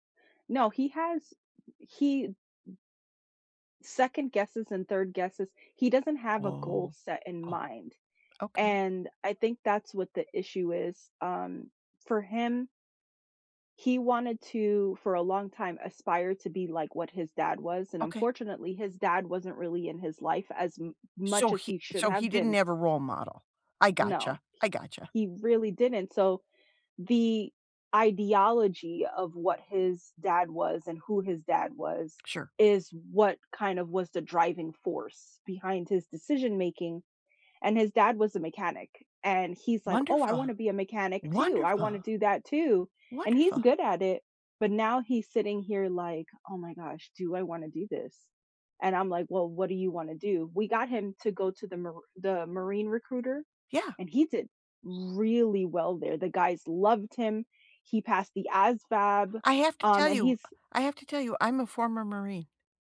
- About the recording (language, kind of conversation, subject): English, unstructured, What stops most people from reaching their future goals?
- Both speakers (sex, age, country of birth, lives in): female, 40-44, United States, United States; female, 65-69, United States, United States
- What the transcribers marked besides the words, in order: other background noise; stressed: "really"